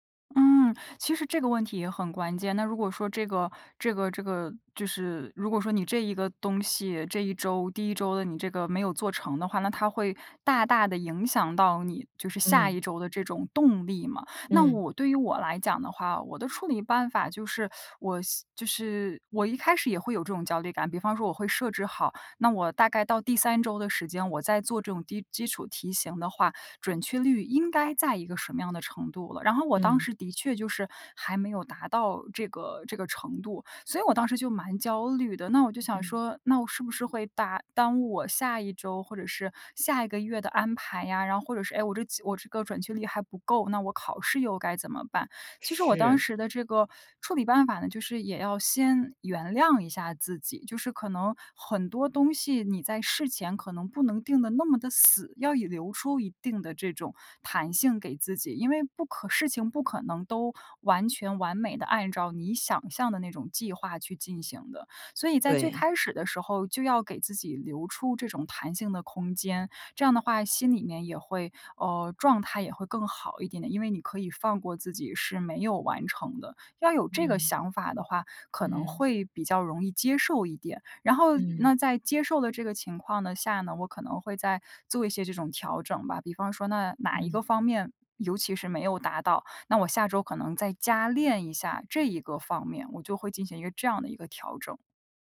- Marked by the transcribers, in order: none
- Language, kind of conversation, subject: Chinese, podcast, 学习时如何克服拖延症？